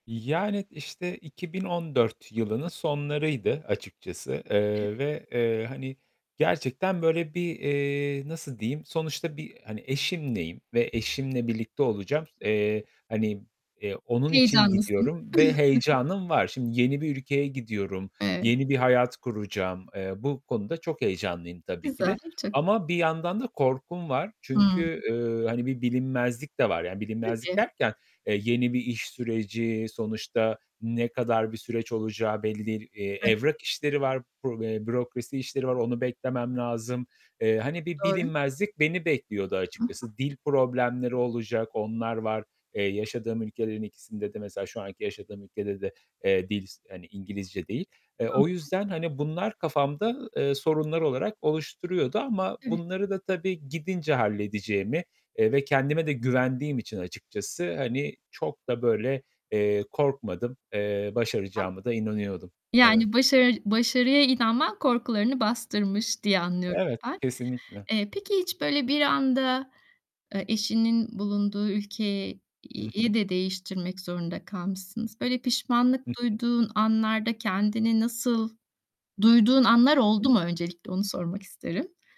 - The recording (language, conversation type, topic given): Turkish, podcast, Aldığın riskli bir karar hayatını nasıl etkiledi?
- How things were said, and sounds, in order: static; distorted speech; chuckle; unintelligible speech; other background noise; tapping